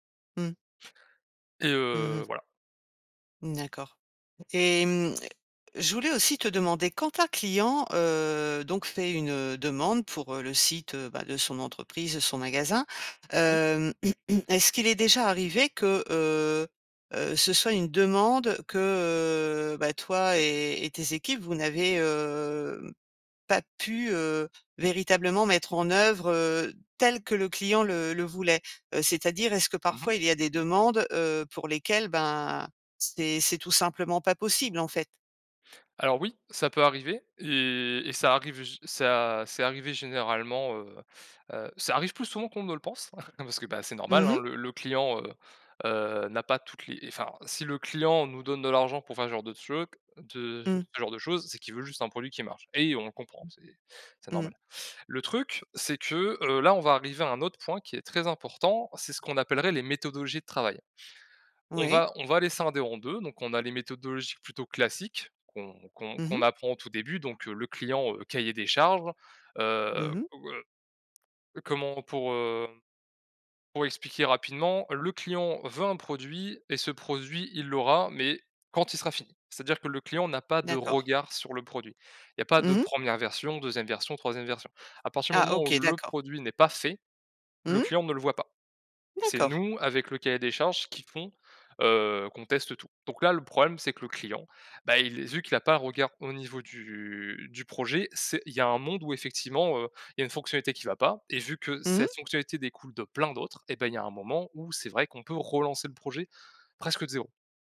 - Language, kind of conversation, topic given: French, podcast, Quelle astuce pour éviter le gaspillage quand tu testes quelque chose ?
- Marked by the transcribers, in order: drawn out: "heu"; drawn out: "hem"; chuckle; "truc" said as "tchruc"; tapping